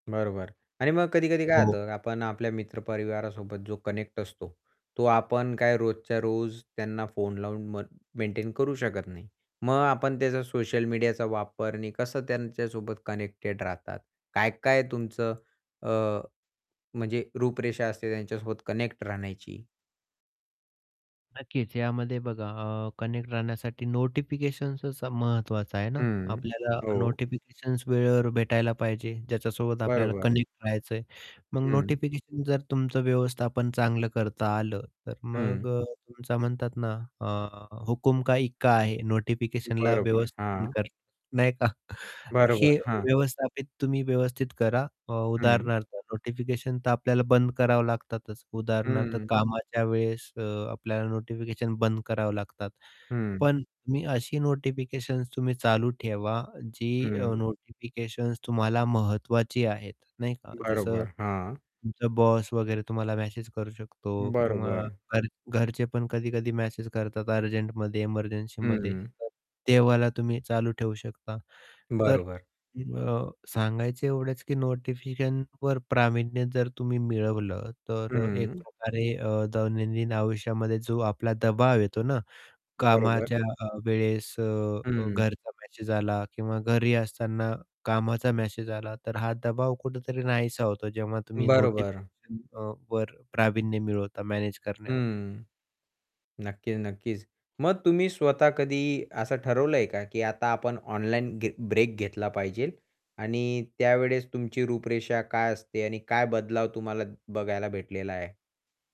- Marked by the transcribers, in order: static; in English: "कनेक्ट"; tapping; in English: "कनेक्टेड"; in English: "कनेक्ट"; distorted speech; in English: "कनेक्ट"; in English: "कनेक्ट"; chuckle; "पाहिजे" said as "पाहिजेल"
- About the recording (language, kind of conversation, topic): Marathi, podcast, दैनंदिन जीवनात सतत जोडून राहण्याचा दबाव तुम्ही कसा हाताळता?